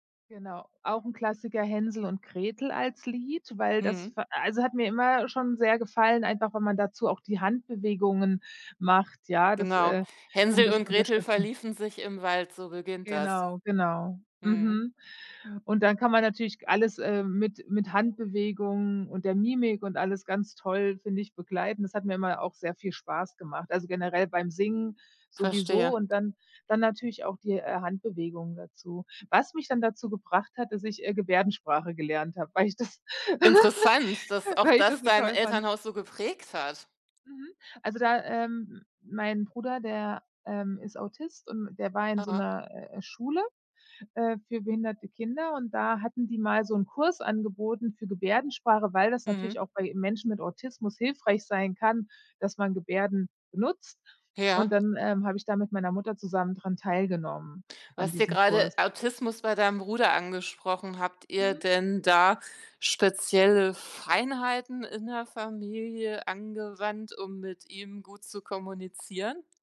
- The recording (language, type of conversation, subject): German, podcast, Wie hat die Sprache in deiner Familie deine Identität geprägt?
- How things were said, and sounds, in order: other background noise; laughing while speaking: "das"; laugh; joyful: "weil ich das so toll fand"